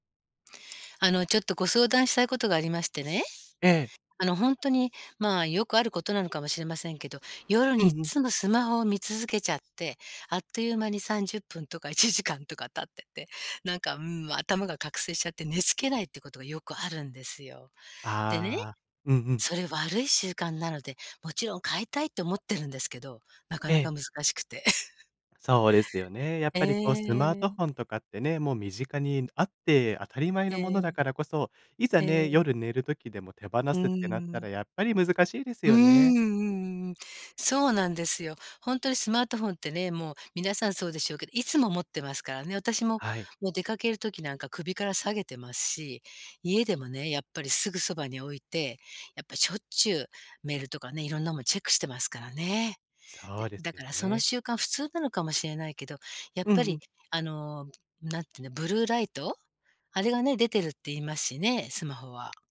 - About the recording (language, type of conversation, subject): Japanese, advice, 夜にスマホを見てしまって寝付けない習慣をどうすれば変えられますか？
- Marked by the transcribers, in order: laughing while speaking: "いちじかん とか"; chuckle; tapping